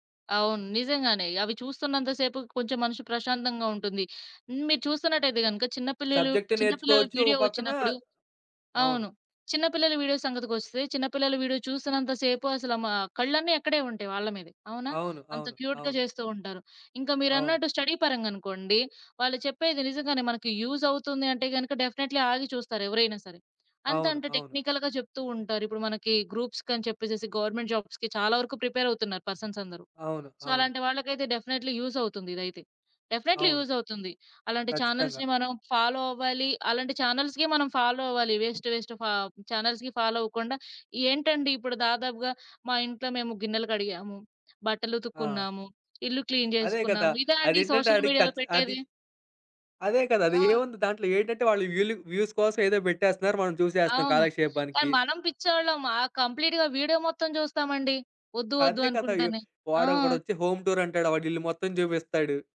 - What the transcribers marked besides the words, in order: in English: "క్యూట్‌గా"; in English: "స్టడీ"; in English: "యూజ్"; in English: "డెఫినైట్లీ"; in English: "టెక్ని‌కల్‌గా"; in English: "గవర్నమెంట్ జాబ్స్‌కి"; in English: "సో"; in English: "డెఫినైట్లీ"; in English: "డెఫినేట్లీ"; in English: "చానెల్స్‌ని"; in English: "ఫాలో"; in English: "చానెల్స్‌కే"; in English: "ఫాలో"; in English: "వేస్ట్, వేస్ట్"; in English: "చానెల్స్‌కి ఫాలో"; in English: "క్లీన్"; in English: "సోషల్ మీడియాలో"; in English: "వ్యూస్"; in English: "కంప్లీట్‌గా"; in English: "హోమ్"
- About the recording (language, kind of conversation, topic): Telugu, podcast, షార్ట్ వీడియోలు ప్రజల వినోద రుచిని ఎలా మార్చాయి?